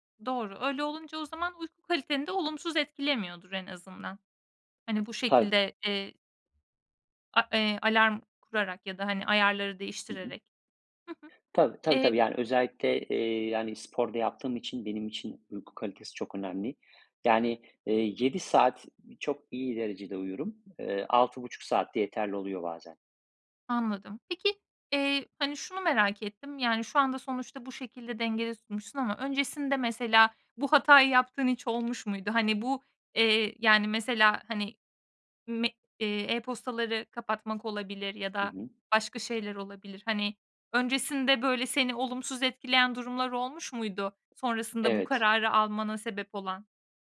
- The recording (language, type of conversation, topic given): Turkish, podcast, İş ve özel hayat dengesini nasıl kuruyorsun, tavsiyen nedir?
- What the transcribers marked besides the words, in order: other background noise; tapping